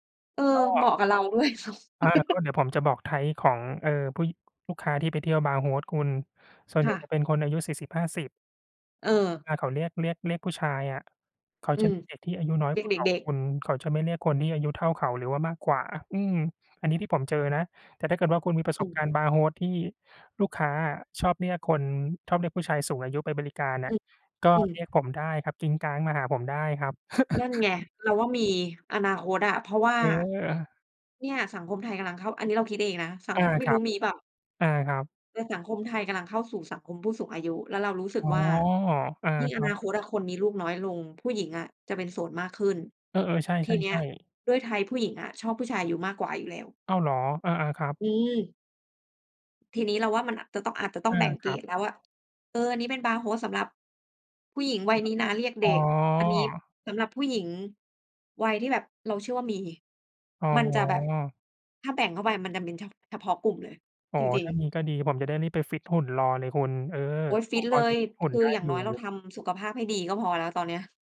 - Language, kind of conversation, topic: Thai, unstructured, คุณชอบงานแบบไหนมากที่สุดในชีวิตประจำวัน?
- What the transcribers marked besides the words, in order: chuckle; in English: "Type"; chuckle; in English: "Type"; other background noise